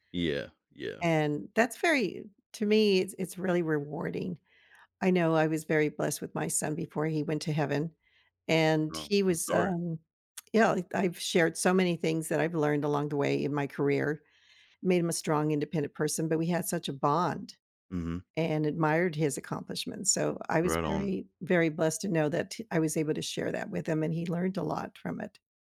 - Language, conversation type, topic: English, unstructured, How do you define success in your own life?
- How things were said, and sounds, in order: lip smack